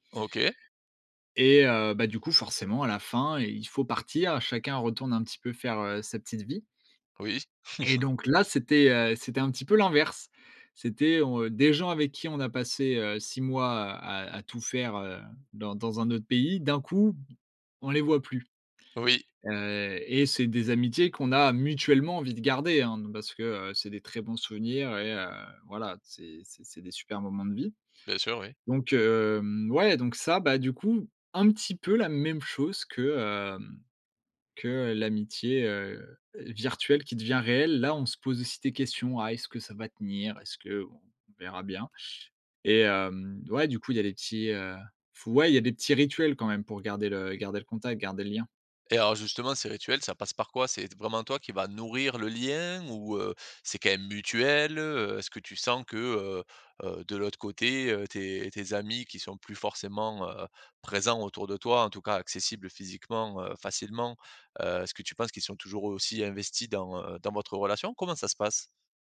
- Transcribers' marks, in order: chuckle; tapping; stressed: "même"; stressed: "lien"
- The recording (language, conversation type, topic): French, podcast, Comment transformer un contact en ligne en une relation durable dans la vraie vie ?